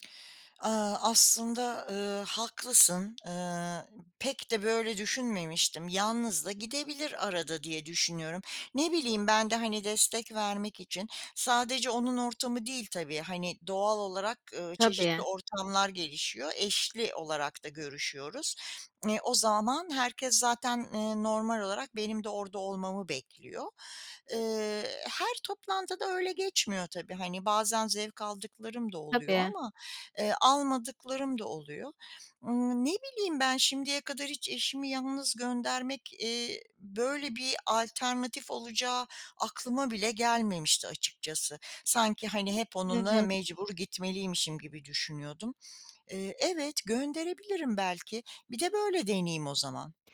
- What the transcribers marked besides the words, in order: tapping
- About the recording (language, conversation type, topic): Turkish, advice, Kutlamalarda sosyal beklenti baskısı yüzünden doğal olamıyorsam ne yapmalıyım?